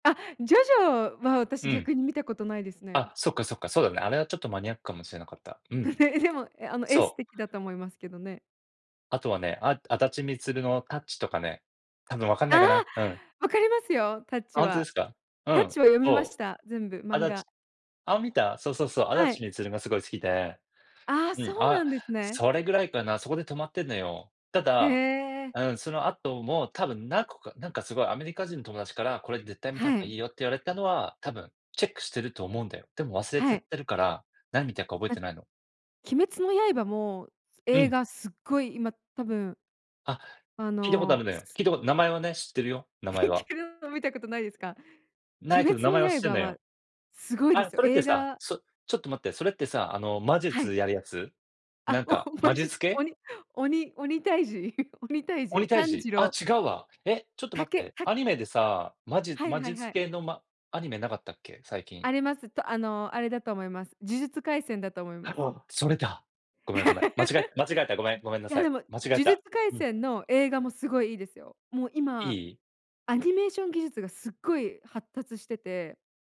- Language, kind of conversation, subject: Japanese, unstructured, 最近観た映画の中で、特に印象に残っている作品は何ですか？
- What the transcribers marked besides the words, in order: other noise; giggle; laugh